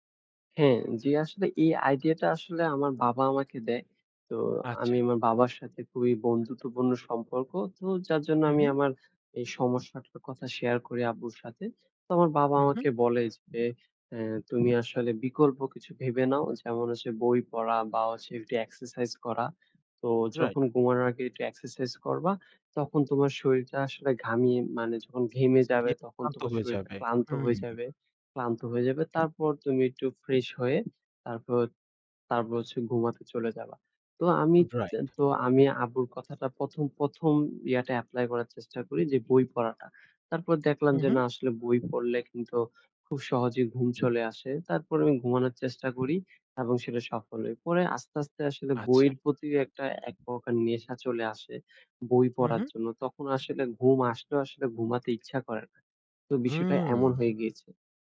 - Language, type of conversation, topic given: Bengali, podcast, রাতে ফোন না দেখে ঘুমাতে যাওয়ার জন্য তুমি কী কৌশল ব্যবহার করো?
- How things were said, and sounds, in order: unintelligible speech